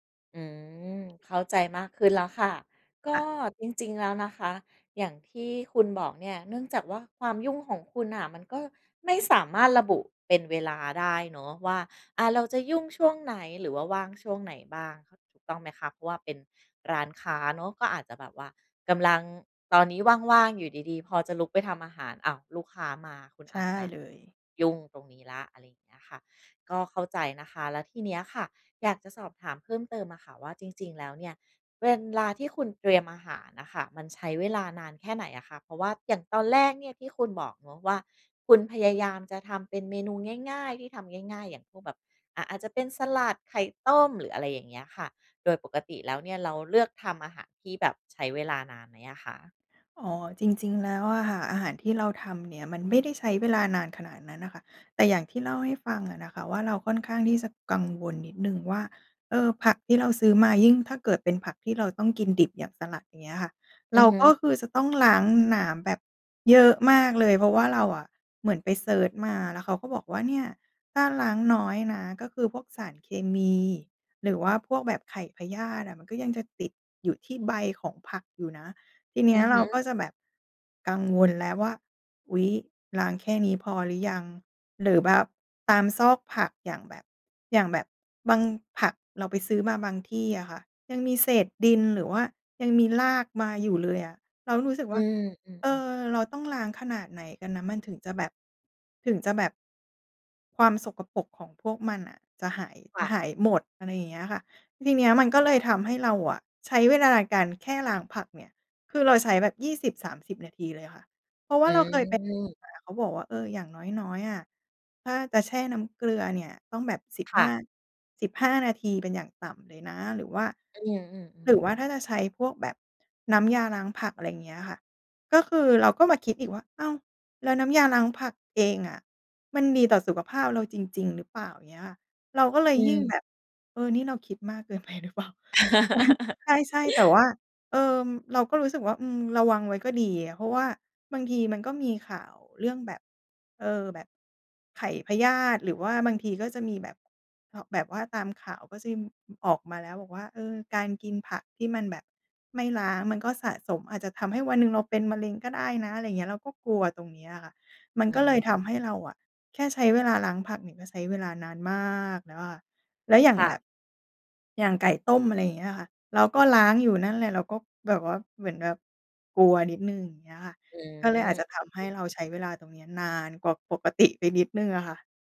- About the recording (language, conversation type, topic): Thai, advice, งานยุ่งมากจนไม่มีเวลาเตรียมอาหารเพื่อสุขภาพ ควรทำอย่างไรดี?
- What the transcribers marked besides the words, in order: unintelligible speech; "เวลา" said as "เวนลา"; laughing while speaking: "เกินไปหรือเปล่า"; chuckle; laugh; "ะมี" said as "จิม"; laughing while speaking: "ติ"